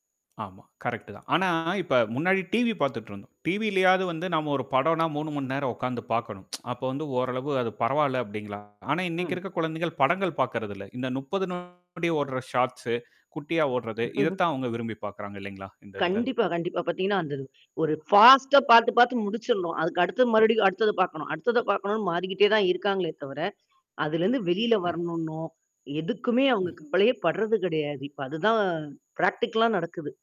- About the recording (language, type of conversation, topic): Tamil, podcast, ஸ்மார்ட்போன் பயன்படுத்தும் பழக்கத்தை எப்படிக் கட்டுப்படுத்தலாம்?
- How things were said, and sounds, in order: tapping; tsk; distorted speech; in English: "ஷார்ட்ஸ்ஸு"; laugh; mechanical hum; static; "முடிச்சிறணும்" said as "முடிச்சில்னும்"; other background noise; drawn out: "அது தான்"; in English: "பிராக்டிகல்லா"